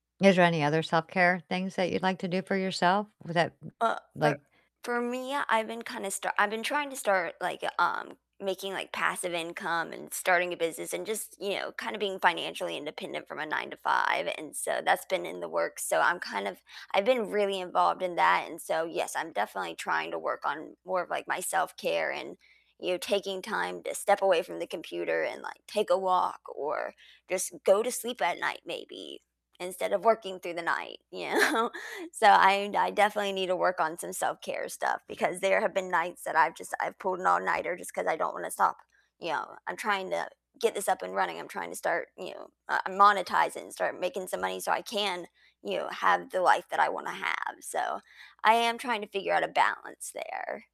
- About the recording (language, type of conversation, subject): English, unstructured, What does self-care look like for you lately?
- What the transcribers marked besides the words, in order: laughing while speaking: "know?"